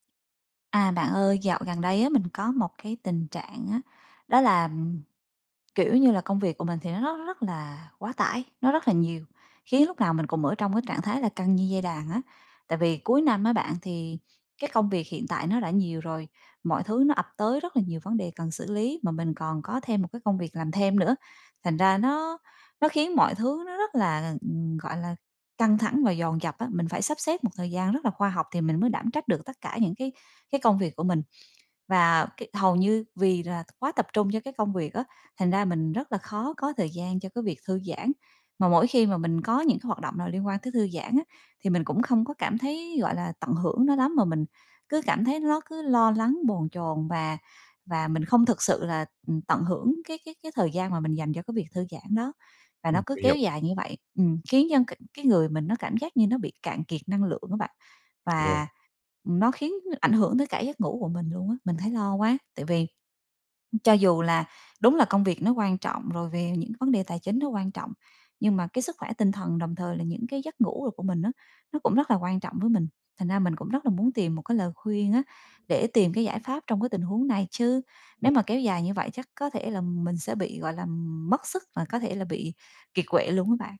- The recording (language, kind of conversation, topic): Vietnamese, advice, Vì sao căng thẳng công việc kéo dài khiến bạn khó thư giãn?
- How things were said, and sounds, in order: tapping